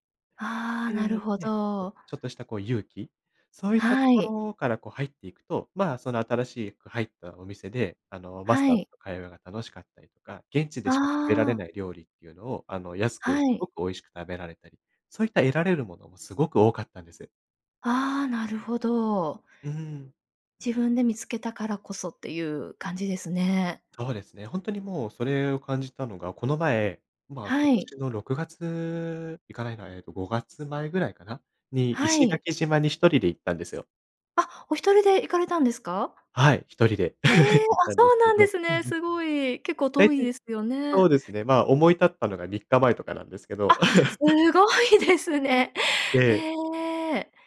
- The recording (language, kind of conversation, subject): Japanese, podcast, 旅行で学んだ大切な教訓は何ですか？
- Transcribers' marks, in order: other background noise; laugh; laugh